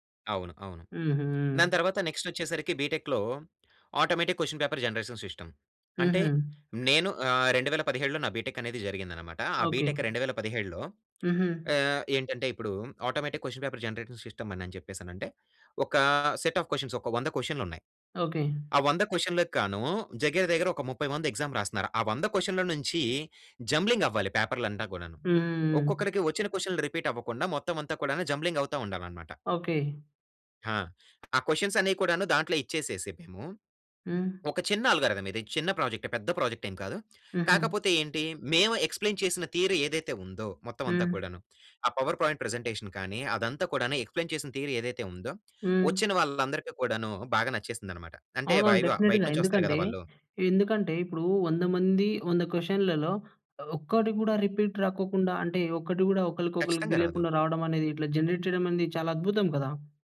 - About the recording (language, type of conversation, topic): Telugu, podcast, మీకు అత్యంత నచ్చిన ప్రాజెక్ట్ గురించి వివరించగలరా?
- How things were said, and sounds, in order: in English: "బీటెక్‌లో ఆటోమేటిక్ క్వశ్చన్ పేపర్ జనరేషన్ సిస్టమ్"; other background noise; in English: "ఆటోమేటిక్ కొషన్ పేపర్ జనరేటివ్ సిస్టమ్"; in English: "సెట్ ఆఫ్ కొషన్స్"; "దగ్గర" said as "జగ్గర"; in English: "ఎగ్జామ్"; in English: "జంబ్లింగ్"; "అంతా" said as "అంటా"; drawn out: "హ్మ్"; in English: "జంబ్లింగ్"; in English: "కొషన్స్"; in English: "ఎక్స్‌ప్లెయిన్"; in English: "పవర్ పాయింట్ ప్రజెంటేషన్"; in English: "ఎక్స్‌ప్లెయిన్"; in English: "డెఫినిట్‌గా"; in English: "కొషన్‌లలో"; in English: "రిపీట్"; in English: "జనరేట్"